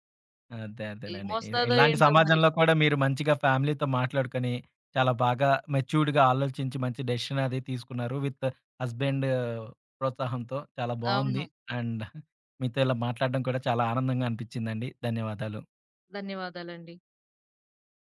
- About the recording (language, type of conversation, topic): Telugu, podcast, మీరు కుటుంబంతో ఎదుర్కొన్న సంఘటనల నుంచి నేర్చుకున్న మంచి పాఠాలు ఏమిటి?
- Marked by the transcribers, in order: in English: "ఫ్యామిలీతో"; in English: "మెచ్యూర్డ్‌గా"; in English: "డెసిషన్"; in English: "విత్ హస్బాండ్"; in English: "అండ్"